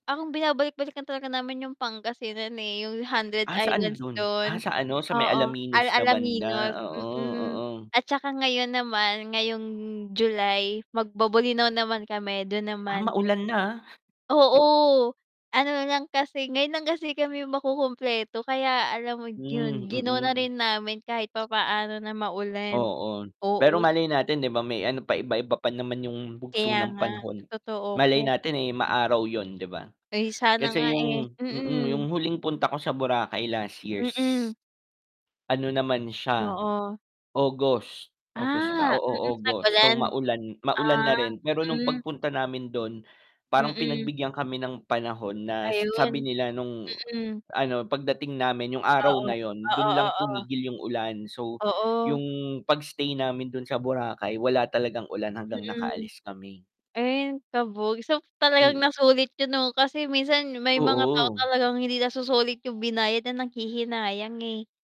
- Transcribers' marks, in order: other background noise; distorted speech; static; background speech; unintelligible speech; tapping
- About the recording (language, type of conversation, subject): Filipino, unstructured, Ano ang paborito mong tanawin sa kalikasan?